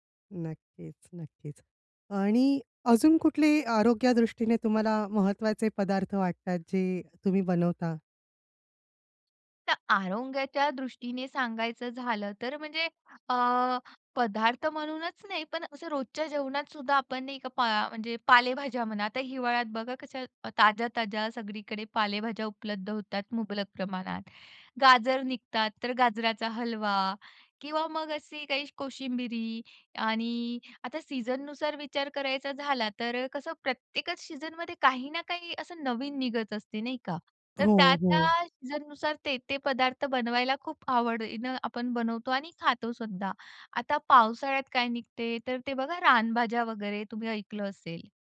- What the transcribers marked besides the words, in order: none
- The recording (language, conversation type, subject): Marathi, podcast, विशेष सणांमध्ये कोणते अन्न आवर्जून बनवले जाते आणि त्यामागचे कारण काय असते?